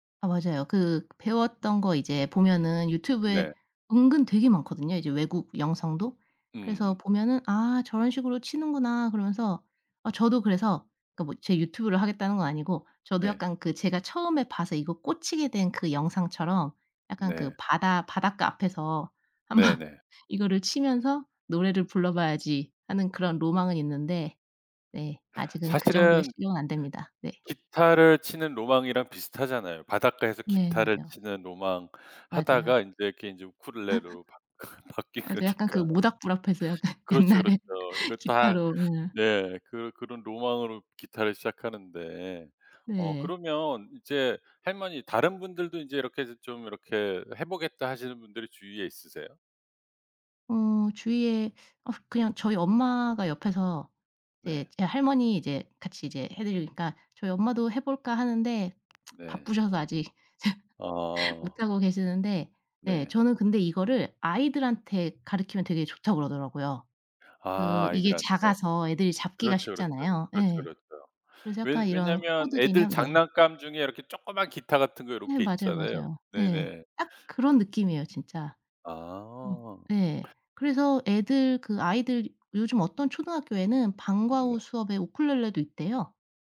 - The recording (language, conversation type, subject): Korean, podcast, 요즘 집에서 즐기는 작은 취미가 있나요?
- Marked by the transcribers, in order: laughing while speaking: "한번"; tapping; laugh; other background noise; laughing while speaking: "바뀐 거니까"; laughing while speaking: "약간 옛날에"; tsk; laugh; other noise